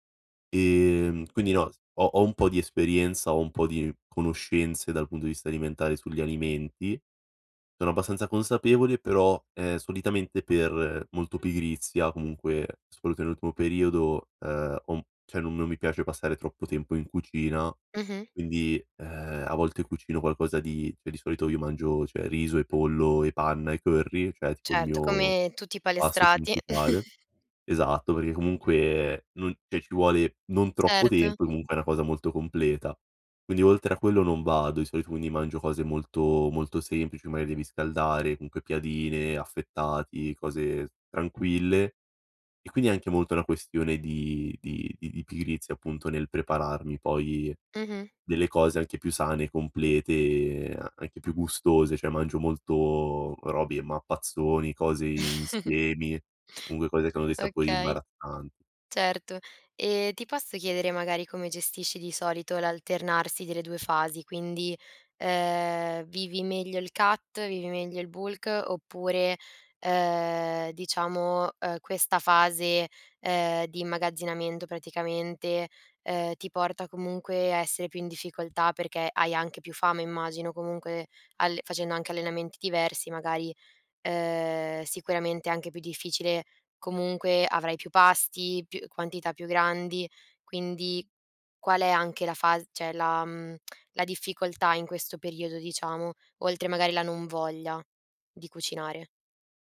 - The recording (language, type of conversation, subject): Italian, advice, Come posso mantenere abitudini sane quando viaggio o nei fine settimana fuori casa?
- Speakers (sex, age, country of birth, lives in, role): female, 20-24, Italy, Italy, advisor; male, 18-19, Italy, Italy, user
- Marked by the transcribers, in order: other background noise; unintelligible speech; "cioè" said as "ceh"; "cioè" said as "ceh"; "cioè" said as "ceh"; chuckle; "cioè" said as "ceh"; chuckle; in English: "cut"; in English: "bulk"; "immagazzinamento" said as "immagazzinamendo"